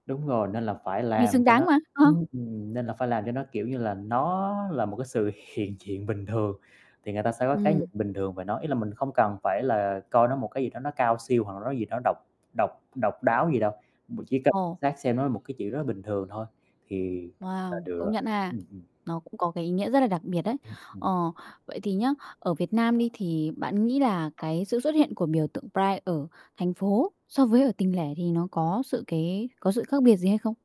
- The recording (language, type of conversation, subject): Vietnamese, podcast, Bạn cảm thấy thế nào khi nhìn thấy biểu tượng Tự hào ngoài đường phố?
- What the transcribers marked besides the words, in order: static; unintelligible speech; tapping